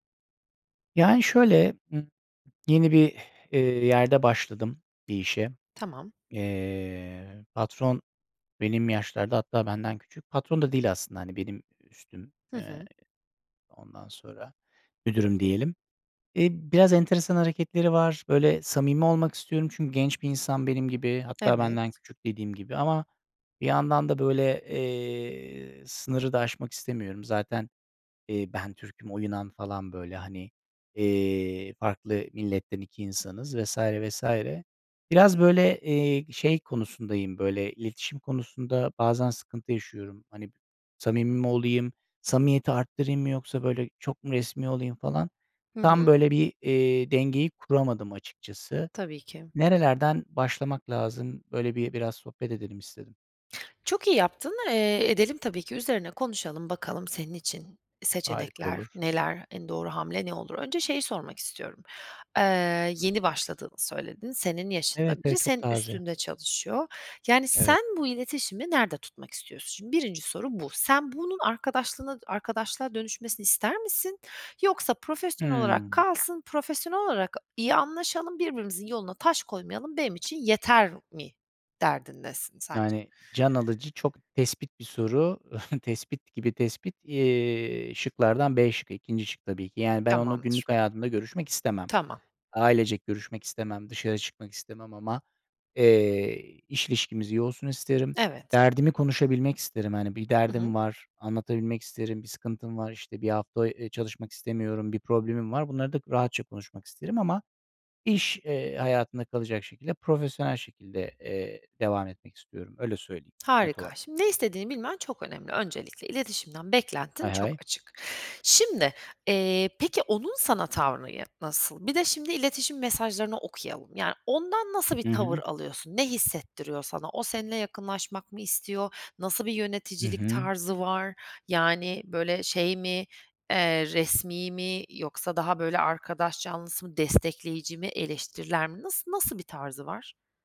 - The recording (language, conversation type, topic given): Turkish, advice, Zor bir patronla nasıl sağlıklı sınırlar koyup etkili iletişim kurabilirim?
- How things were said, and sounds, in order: other noise; other background noise; exhale; giggle